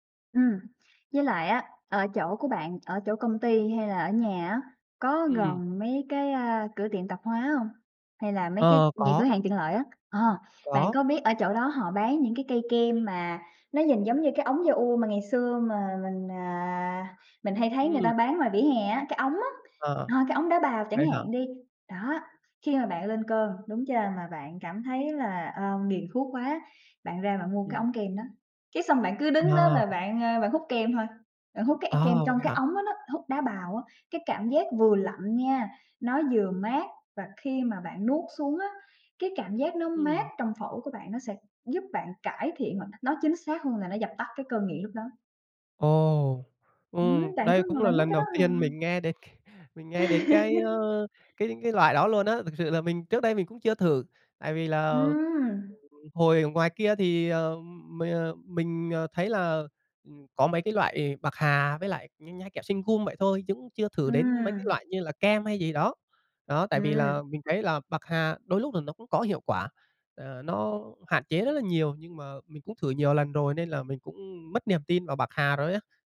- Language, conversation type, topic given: Vietnamese, advice, Bạn đã cố gắng bỏ thuốc lá hoặc bỏ ăn vặt như thế nào nhưng vẫn liên tục tái nghiện?
- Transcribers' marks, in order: drawn out: "à"; tapping; laughing while speaking: "tiên"; laughing while speaking: "c"; laugh